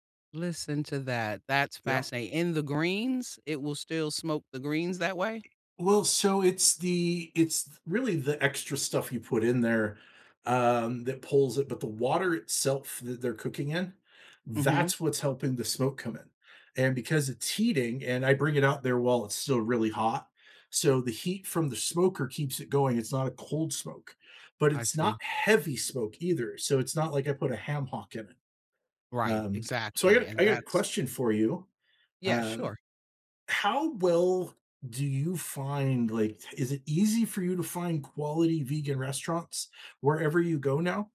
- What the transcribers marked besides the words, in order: other background noise; "Um" said as "un"
- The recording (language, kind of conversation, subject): English, unstructured, How do you find local flavor in markets, street food, and neighborhoods?
- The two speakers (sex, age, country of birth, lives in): female, 55-59, United States, United States; male, 50-54, United States, United States